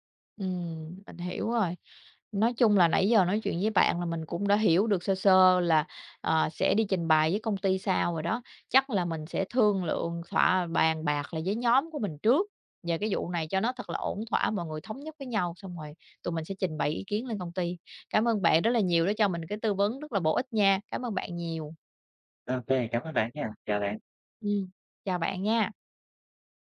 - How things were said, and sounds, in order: other background noise
- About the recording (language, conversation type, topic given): Vietnamese, advice, Làm thế nào để đàm phán các điều kiện làm việc linh hoạt?